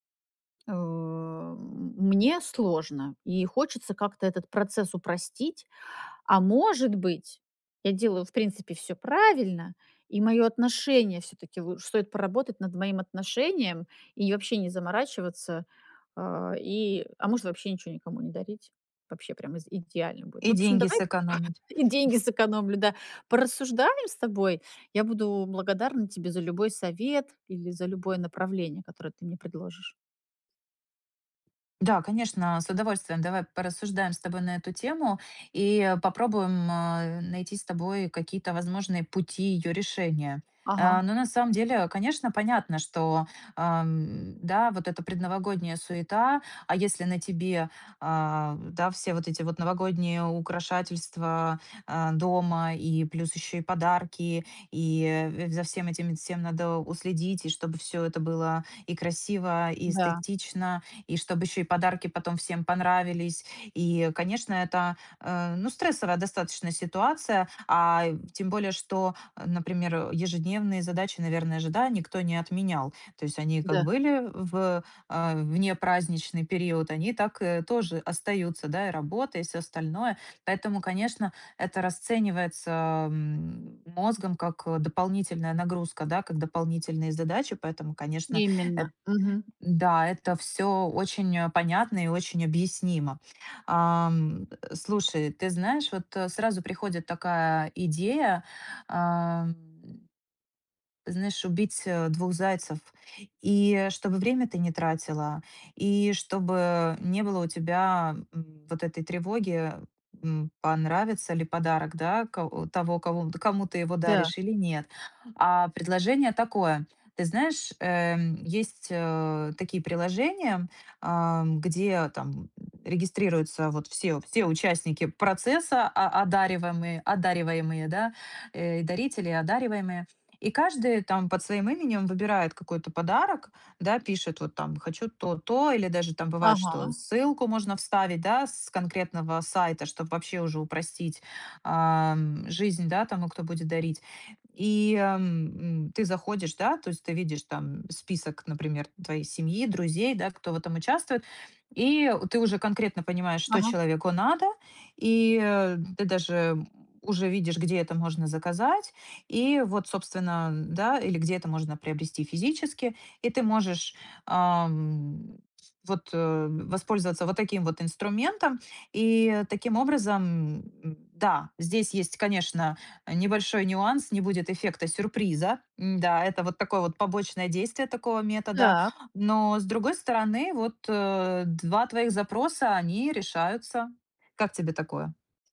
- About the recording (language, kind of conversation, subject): Russian, advice, Как мне проще выбирать одежду и подарки для других?
- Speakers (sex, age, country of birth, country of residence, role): female, 30-34, Ukraine, Mexico, advisor; female, 40-44, Russia, United States, user
- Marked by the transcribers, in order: drawn out: "У"; chuckle; other noise